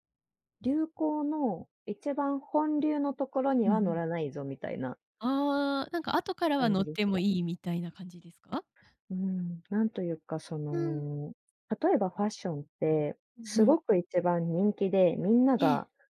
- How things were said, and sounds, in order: none
- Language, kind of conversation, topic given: Japanese, podcast, 流行を追うタイプですか、それとも自分流を貫くタイプですか？